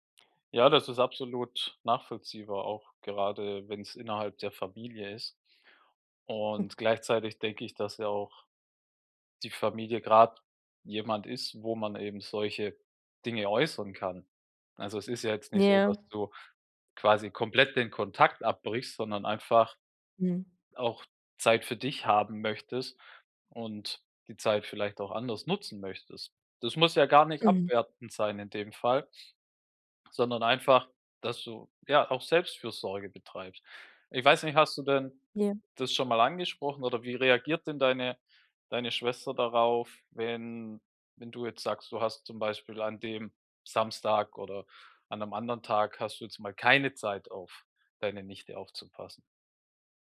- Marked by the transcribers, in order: other noise; stressed: "keine"
- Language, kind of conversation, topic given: German, advice, Wie kann ich bei der Pflege meiner alten Mutter Grenzen setzen, ohne mich schuldig zu fühlen?
- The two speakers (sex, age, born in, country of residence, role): female, 35-39, Germany, Germany, user; male, 35-39, Germany, Germany, advisor